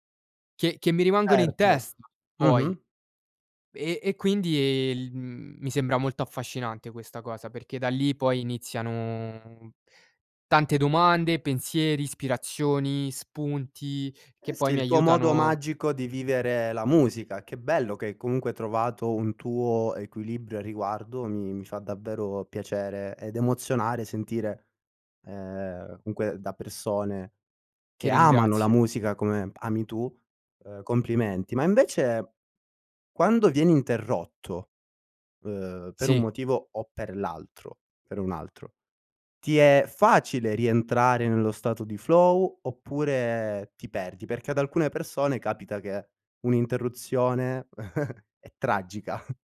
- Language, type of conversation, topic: Italian, podcast, Cosa fai per entrare in uno stato di flow?
- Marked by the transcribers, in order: "pensieri" said as "penzieri"; in English: "flow"; chuckle; laughing while speaking: "tragica"